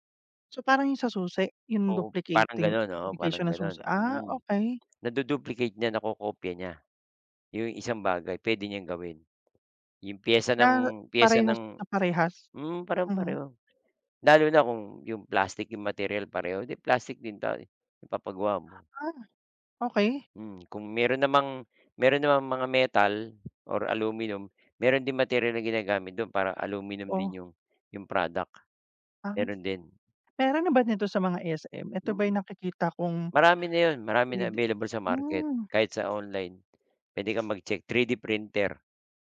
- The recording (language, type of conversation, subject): Filipino, unstructured, Anong problema ang nais mong lutasin sa pamamagitan ng pag-imprenta sa tatlong dimensiyon?
- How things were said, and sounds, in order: none